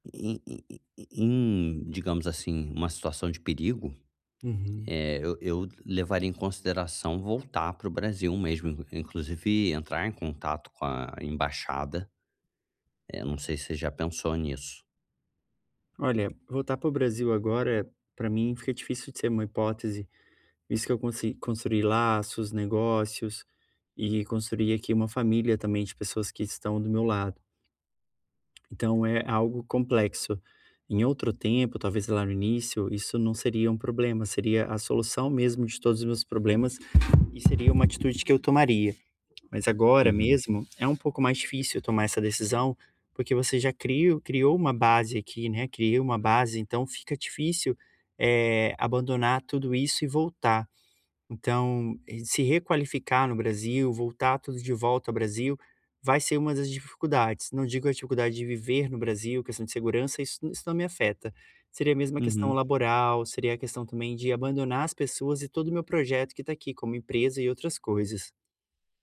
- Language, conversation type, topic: Portuguese, advice, Como posso acessar os serviços públicos e de saúde neste país?
- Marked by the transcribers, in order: tapping; other background noise